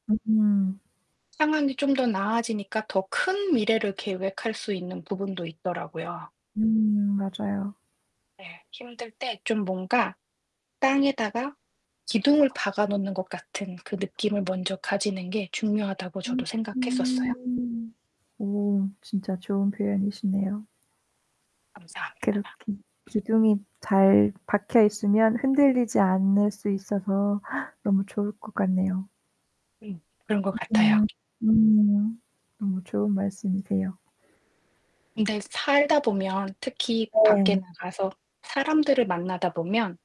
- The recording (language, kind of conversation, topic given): Korean, unstructured, 삶에서 가장 감사했던 순간은 언제였나요?
- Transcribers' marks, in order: static; other background noise; distorted speech